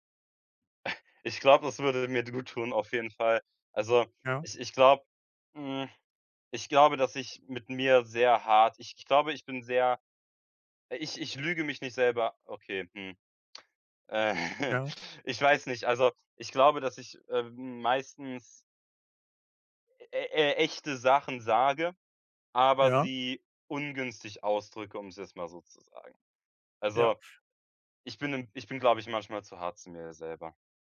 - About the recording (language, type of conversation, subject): German, advice, Wie kann ich mit Angst oder Panik in sozialen Situationen umgehen?
- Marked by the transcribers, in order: chuckle; chuckle